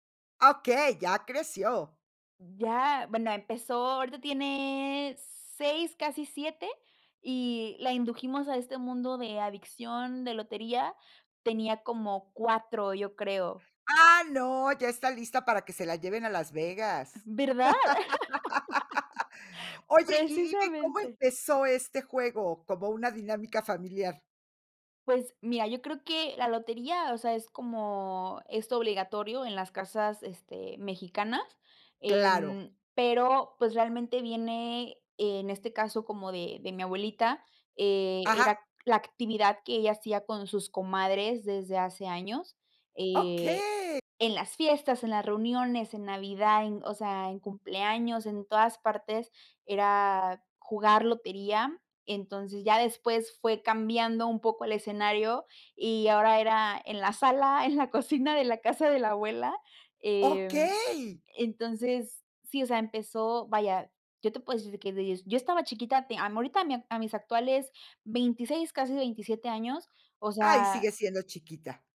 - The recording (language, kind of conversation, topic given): Spanish, podcast, ¿Qué actividad conecta a varias generaciones en tu casa?
- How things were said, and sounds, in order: laugh